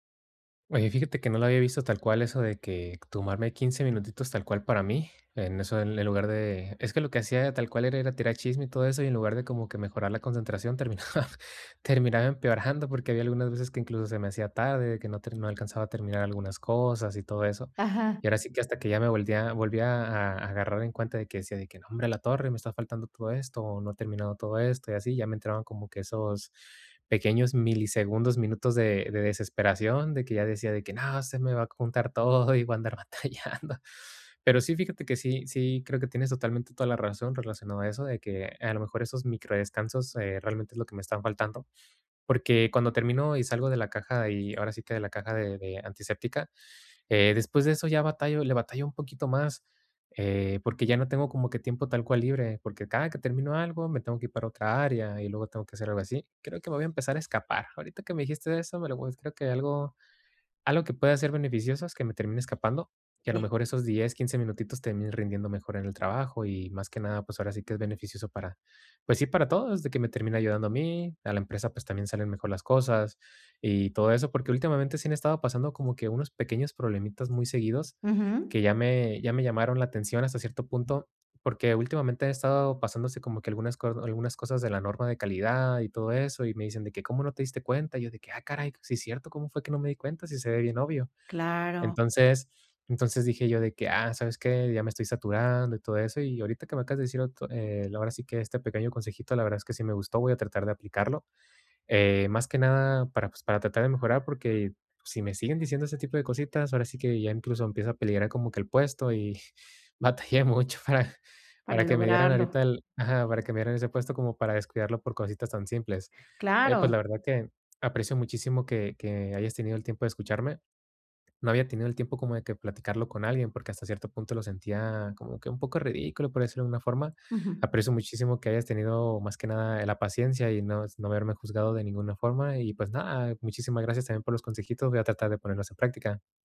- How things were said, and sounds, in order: laughing while speaking: "terminaba"; laughing while speaking: "batallando"; other background noise; laughing while speaking: "batallé mucho para"
- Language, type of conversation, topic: Spanish, advice, ¿Cómo puedo organizar bloques de trabajo y descansos para mantenerme concentrado todo el día?